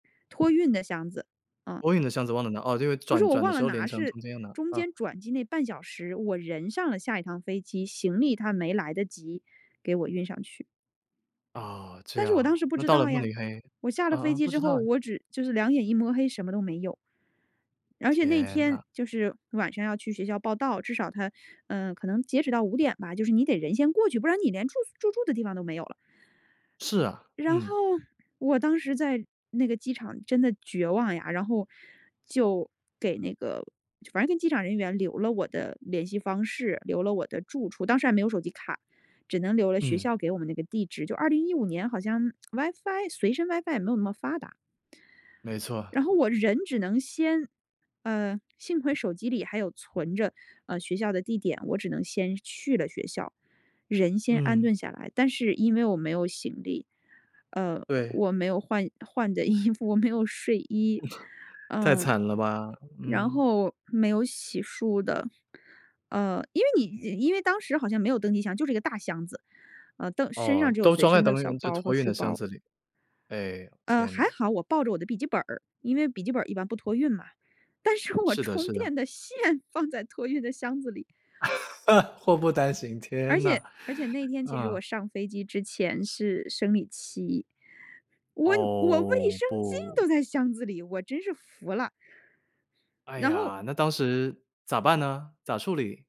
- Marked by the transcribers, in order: other background noise; tsk; laughing while speaking: "衣服"; chuckle; laughing while speaking: "但是我充电的线放在托运的箱子里"; laugh
- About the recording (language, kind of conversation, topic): Chinese, podcast, 你有没有因为行李丢失而特别狼狈的经历？
- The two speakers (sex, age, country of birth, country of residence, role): female, 35-39, China, United States, guest; male, 30-34, China, United States, host